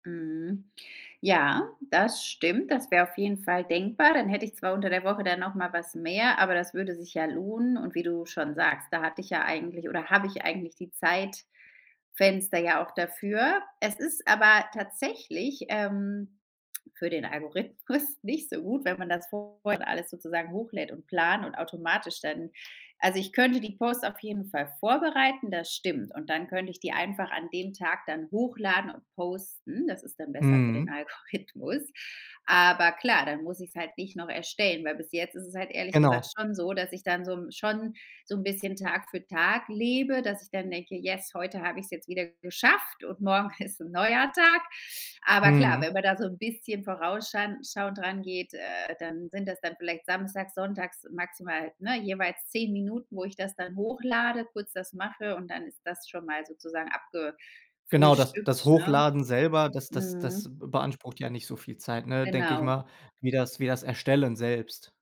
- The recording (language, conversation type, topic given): German, advice, Wie plane ich meine freien Tage so, dass ich mich erhole und trotzdem produktiv bin?
- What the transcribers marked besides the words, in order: other background noise; laughing while speaking: "Algorithmus"; laughing while speaking: "Algorithmus"; in English: "yes"; stressed: "geschafft"; laughing while speaking: "neuer"